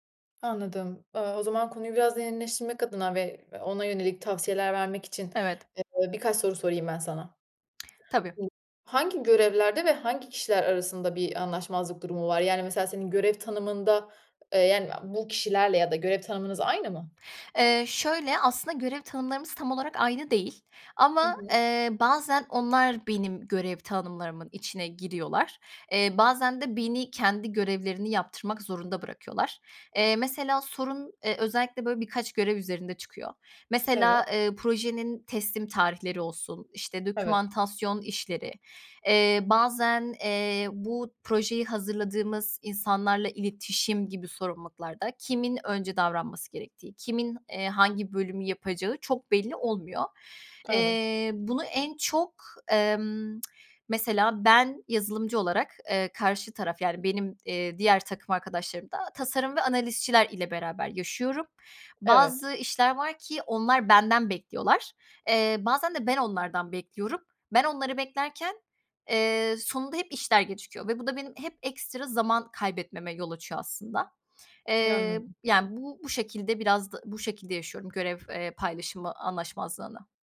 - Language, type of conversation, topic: Turkish, advice, İş arkadaşlarınızla görev paylaşımı konusunda yaşadığınız anlaşmazlık nedir?
- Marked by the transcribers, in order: tapping; other background noise; tsk